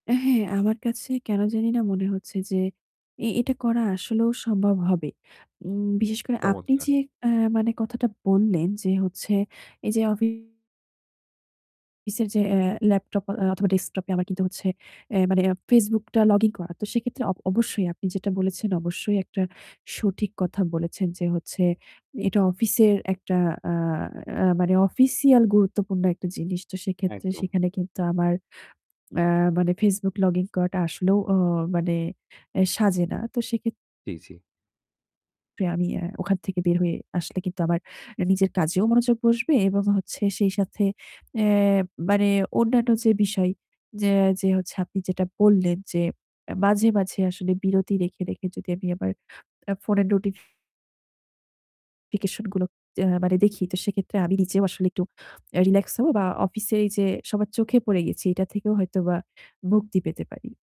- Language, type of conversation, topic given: Bengali, advice, বহু ডিভাইস থেকে আসা নোটিফিকেশনগুলো কীভাবে আপনাকে বিভ্রান্ত করে আপনার কাজ আটকে দিচ্ছে?
- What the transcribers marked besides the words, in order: static; distorted speech; other background noise